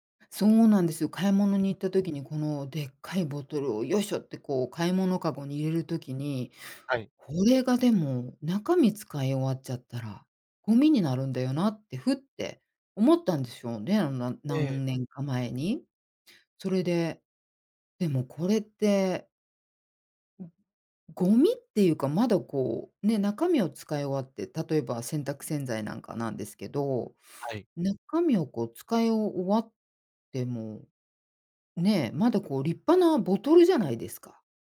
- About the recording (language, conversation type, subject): Japanese, podcast, プラスチックごみの問題について、あなたはどう考えますか？
- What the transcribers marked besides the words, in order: none